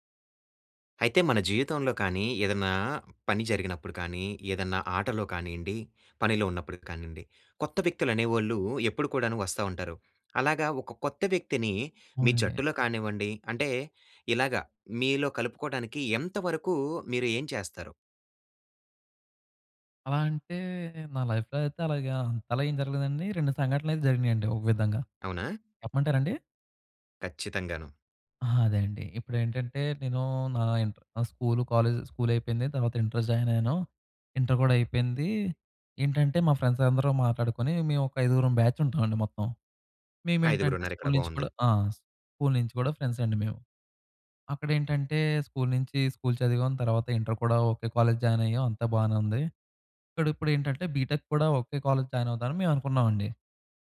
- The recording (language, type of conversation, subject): Telugu, podcast, ఒక కొత్త సభ్యుడిని జట్టులో ఎలా కలుపుకుంటారు?
- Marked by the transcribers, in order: in English: "లైఫ్‌లో"; in English: "కాలేజ్"; in English: "జాయిన్"; in English: "ఫ్రెండ్స్"; in English: "బ్యాచ్"; in English: "ఫ్రెండ్స్"; in English: "కాలేజ్ జాయిన్"; in English: "బీటెక్"; in English: "కాలేజ్ జాయిన్"